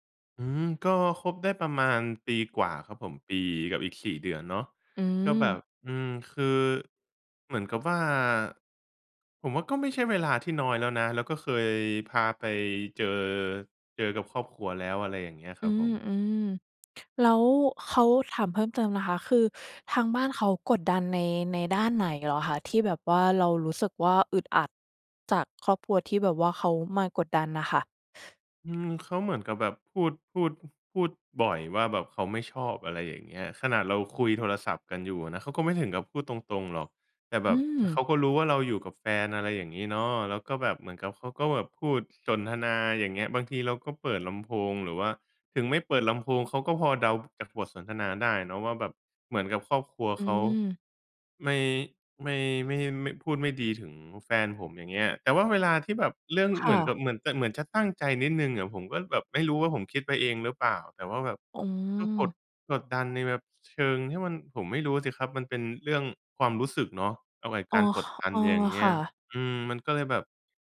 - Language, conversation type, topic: Thai, advice, คุณรับมืออย่างไรเมื่อถูกครอบครัวของแฟนกดดันเรื่องความสัมพันธ์?
- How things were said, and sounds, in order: other noise